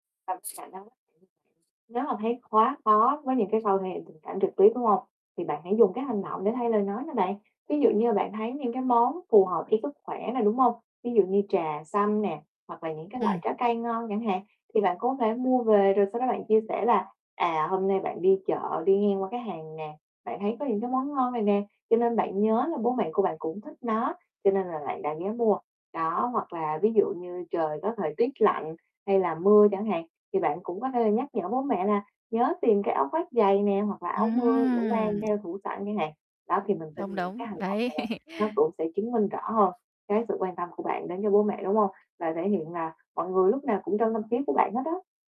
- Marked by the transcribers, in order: other background noise; distorted speech; tapping; static; mechanical hum; laugh
- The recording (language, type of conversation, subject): Vietnamese, advice, Làm sao để thể hiện sự quan tâm một cách tự nhiên hơn với người quen?